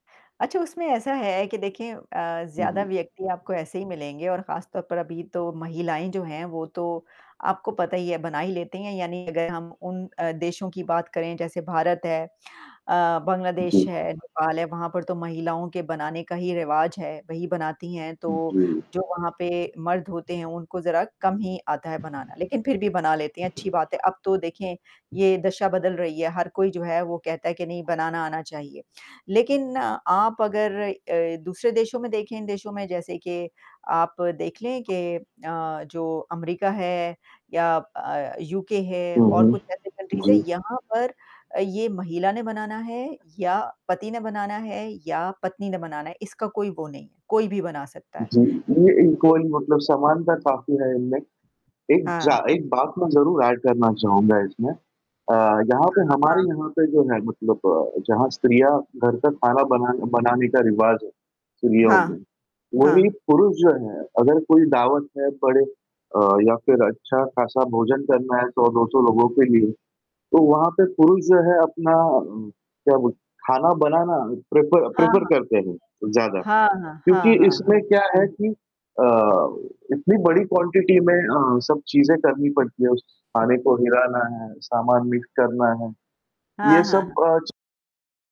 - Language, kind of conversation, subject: Hindi, unstructured, कौन से व्यंजन आपके लिए खास हैं और क्यों?
- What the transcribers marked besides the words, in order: static; distorted speech; other background noise; tapping; in English: "कंट्रीज़"; in English: "इक्वली"; unintelligible speech; in English: "ऐड"; in English: "प्रेफ़र प्रेफ़र"; in English: "क्वांटिटी"; in English: "मिक्स"